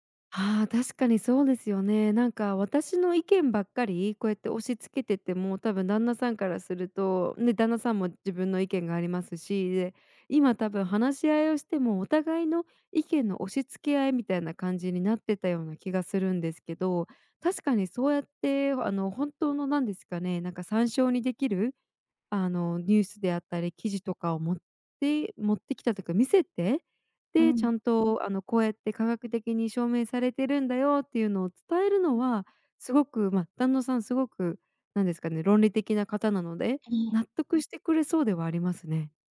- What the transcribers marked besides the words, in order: none
- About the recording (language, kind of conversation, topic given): Japanese, advice, 配偶者と子育ての方針が合わないとき、どのように話し合えばよいですか？